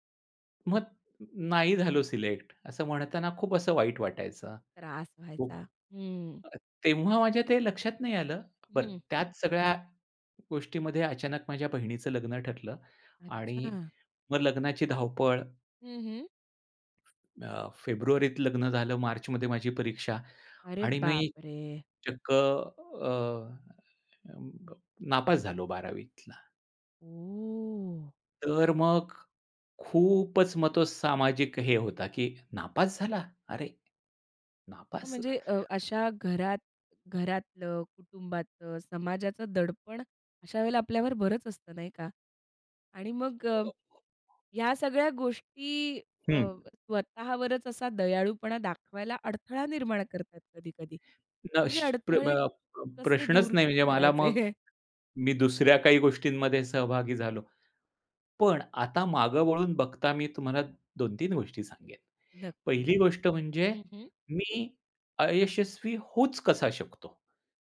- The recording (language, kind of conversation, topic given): Marathi, podcast, तणावात स्वतःशी दयाळूपणा कसा राखता?
- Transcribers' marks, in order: tapping; surprised: "ओह!"; other noise; laughing while speaking: "करायचे?"